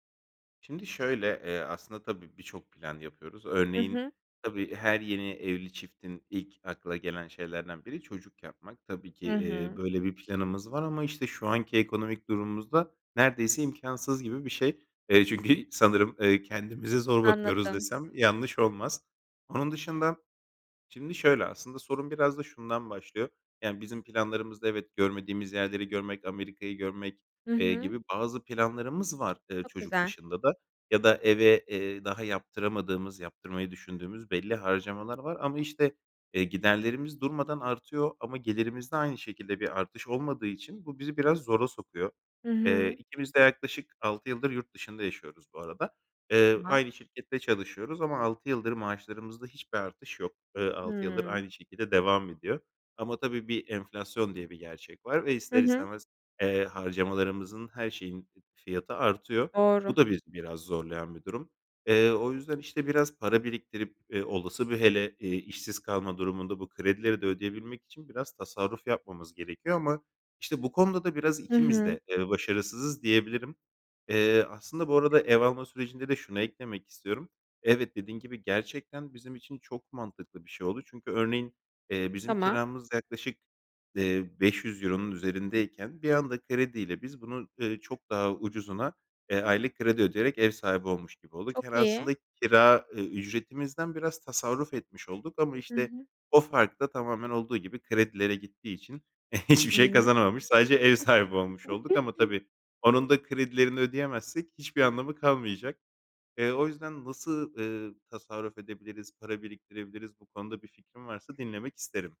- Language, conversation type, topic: Turkish, advice, Düzenli tasarruf alışkanlığını nasıl edinebilirim?
- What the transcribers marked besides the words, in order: tapping; other background noise; laughing while speaking: "hiçbir şey kazanamamış sadece ev sahibi"; chuckle